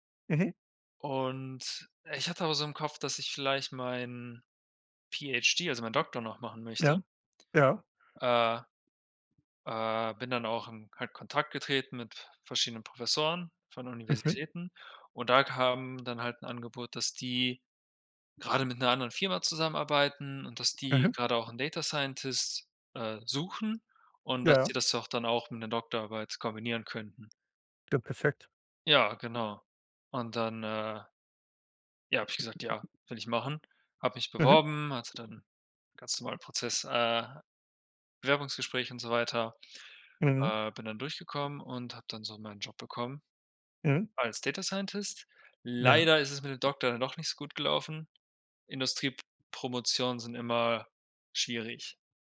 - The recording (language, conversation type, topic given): German, unstructured, Wie bist du zu deinem aktuellen Job gekommen?
- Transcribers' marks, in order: none